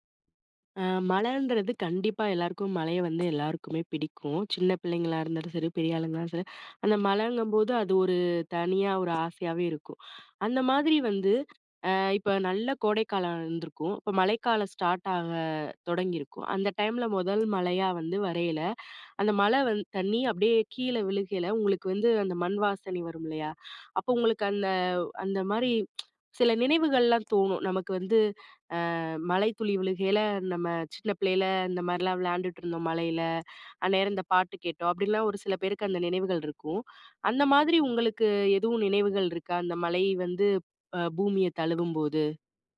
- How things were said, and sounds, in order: "மழன்றது" said as "மலன்றது"; "மழைய" said as "மலைய"; tapping; "ஆளுங்களானாலும்" said as "ஆளுங்களாம்"; "மழங்கும்போது" said as "மலங்கும்போது"; other background noise; "மழையா" said as "மலையா"; "மழை" said as "மலை"; "விழுகையில" said as "விலுகையில"; tsk; "விழுகையில" said as "விலுகையில"; "மழைல" said as "மலைல"; "மழை" said as "மலை"; "தழுவும்போது" said as "தலுரும்போது"
- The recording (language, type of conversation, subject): Tamil, podcast, மழை பூமியைத் தழுவும் போது உங்களுக்கு எந்த நினைவுகள் எழுகின்றன?